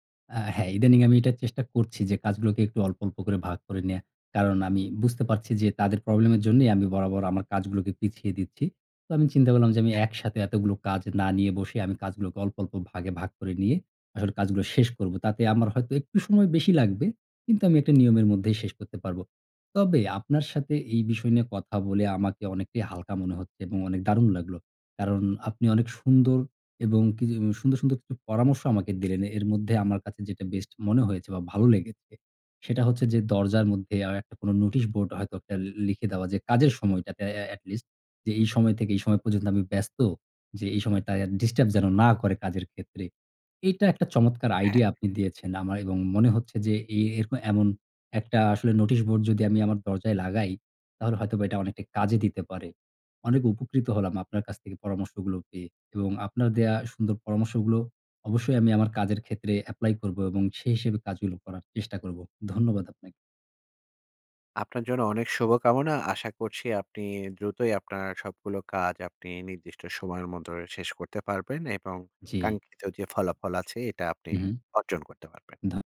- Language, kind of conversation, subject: Bengali, advice, কাজ বারবার পিছিয়ে রাখা
- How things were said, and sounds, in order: tapping; lip smack; in English: "এ এটলিস্ট"; "পর্যন্ত" said as "পোজন্ত"; unintelligible speech